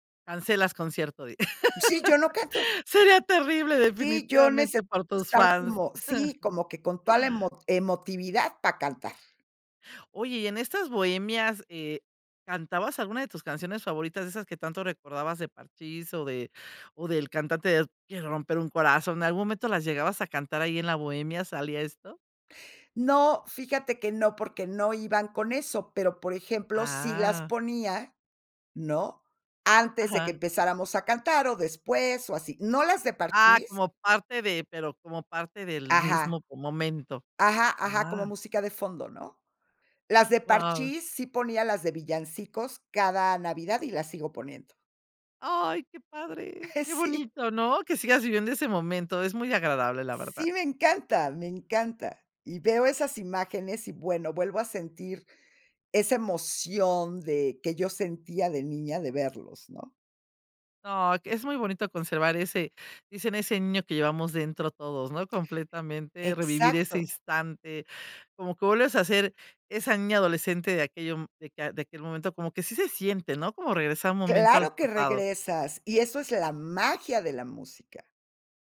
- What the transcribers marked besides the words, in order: laugh; chuckle; laughing while speaking: "Sí"; other background noise
- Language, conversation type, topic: Spanish, podcast, ¿Qué objeto físico, como un casete o una revista, significó mucho para ti?